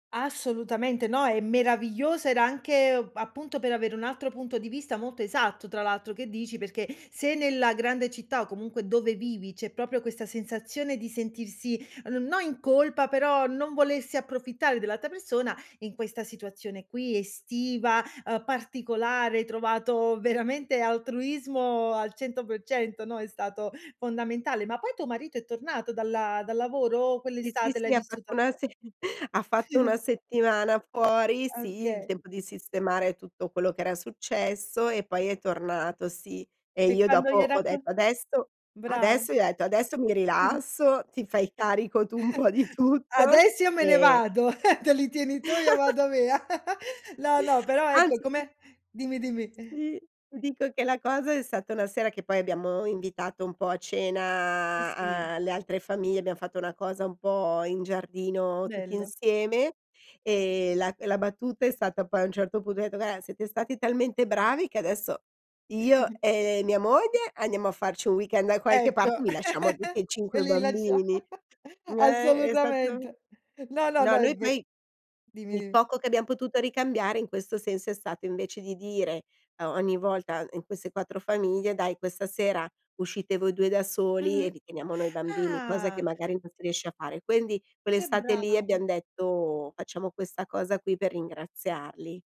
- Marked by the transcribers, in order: laughing while speaking: "veramente"; laughing while speaking: "se"; chuckle; other background noise; chuckle; laughing while speaking: "un po'"; chuckle; laugh; chuckle; "Guarda" said as "guara"; chuckle; chuckle; "dimmi" said as "dimi"; "Quindi" said as "quendi"
- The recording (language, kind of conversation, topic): Italian, podcast, Quali piccoli gesti di vicinato ti hanno fatto sentire meno solo?